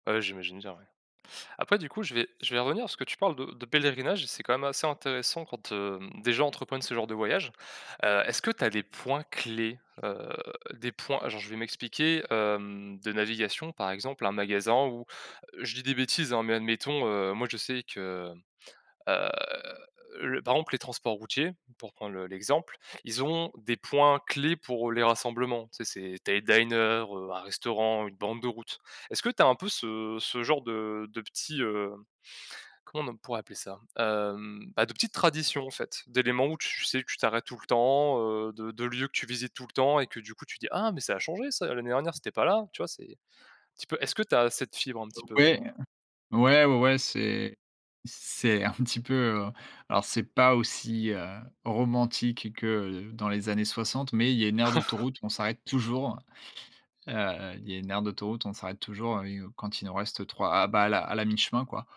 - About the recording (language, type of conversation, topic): French, podcast, Quelle est la fête populaire que tu attends avec impatience chaque année ?
- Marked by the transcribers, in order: "pèlerinage" said as "Pélérinage"; in English: "diners"; laughing while speaking: "un petit peu"; chuckle; stressed: "toujours"